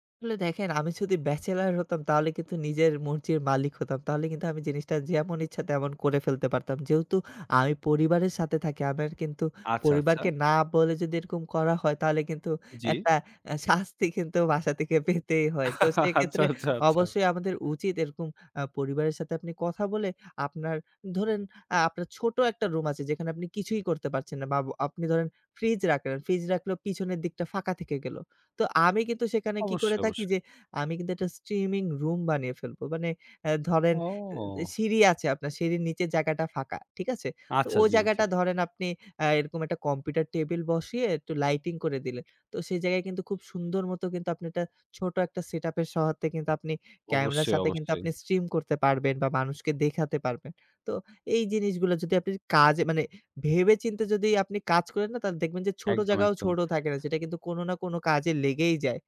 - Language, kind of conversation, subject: Bengali, podcast, বাড়ির ছোট জায়গা সর্বোচ্চভাবে কাজে লাগানোর সেরা উপায়গুলো কী?
- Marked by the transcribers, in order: laughing while speaking: "শাস্তি কিন্তু বাসা থেকে পেতেই হয়"; chuckle; laughing while speaking: "আচ্ছা, আচ্ছা, আচ্ছা"; "সহায়তায়" said as "সহাত্তে"